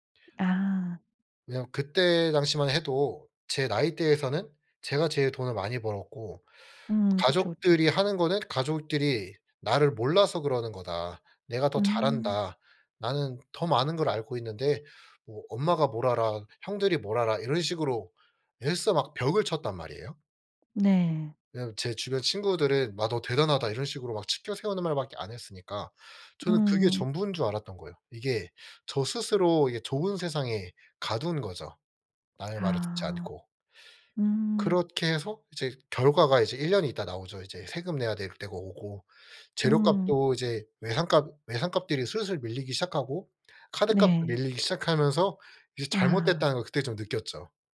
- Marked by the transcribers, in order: other background noise
- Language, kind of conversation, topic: Korean, podcast, 피드백을 받을 때 보통 어떻게 반응하시나요?